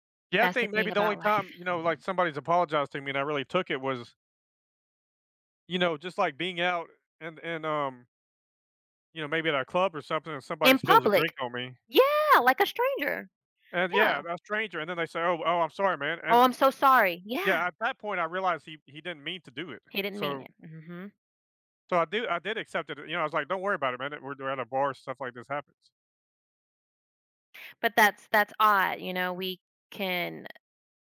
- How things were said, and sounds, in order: tapping; other background noise
- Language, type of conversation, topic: English, unstructured, What makes an apology truly meaningful to you?